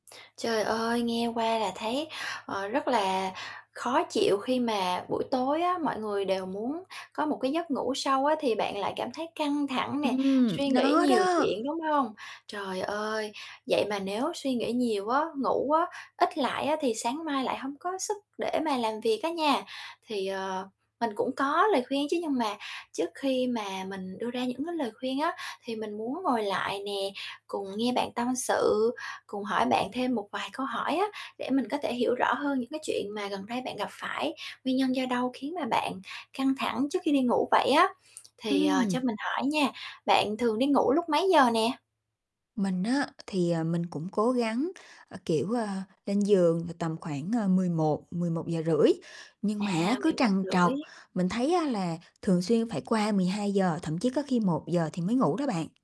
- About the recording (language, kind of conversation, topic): Vietnamese, advice, Làm thế nào để giảm căng thẳng trước khi đi ngủ?
- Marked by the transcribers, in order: tapping